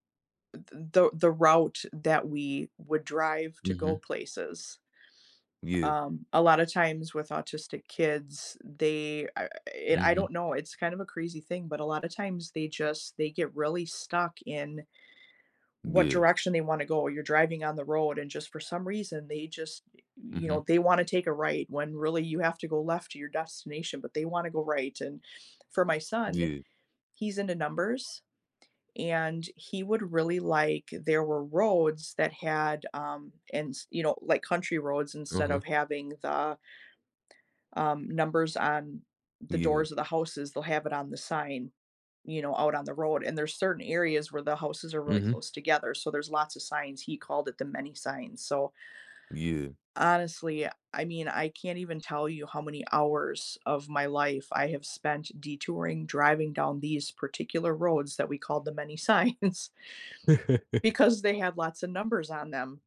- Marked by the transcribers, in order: inhale; laughing while speaking: "Signs"; chuckle
- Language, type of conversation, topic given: English, unstructured, When did you have to compromise with someone?
- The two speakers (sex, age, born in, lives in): female, 45-49, United States, United States; male, 20-24, United States, United States